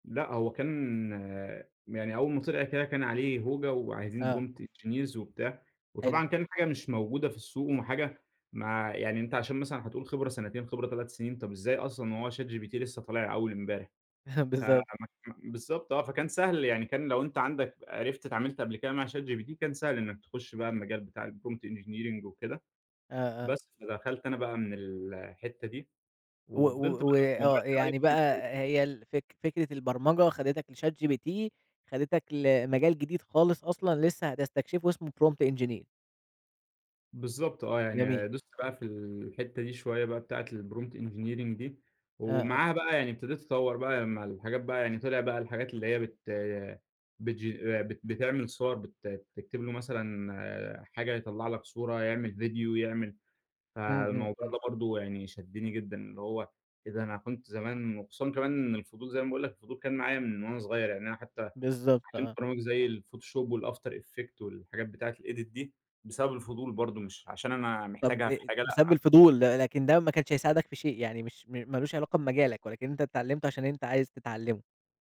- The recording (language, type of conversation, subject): Arabic, podcast, إيه دور الفضول في رحلتك التعليمية؟
- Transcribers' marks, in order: in English: "prompt engineers"; chuckle; in English: "الprompt engineering"; in English: "الAI"; unintelligible speech; in English: "prompt engineer"; in English: "prompt engineering"; in English: "الedit"